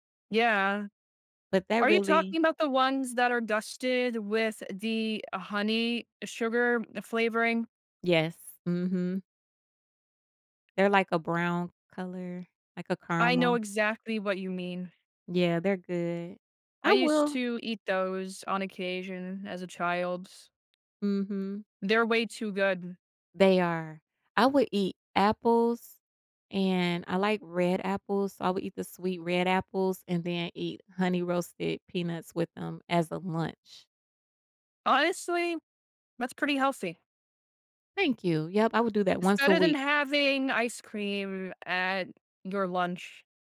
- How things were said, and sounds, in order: laughing while speaking: "Honestly"
- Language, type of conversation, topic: English, unstructured, How do I balance tasty food and health, which small trade-offs matter?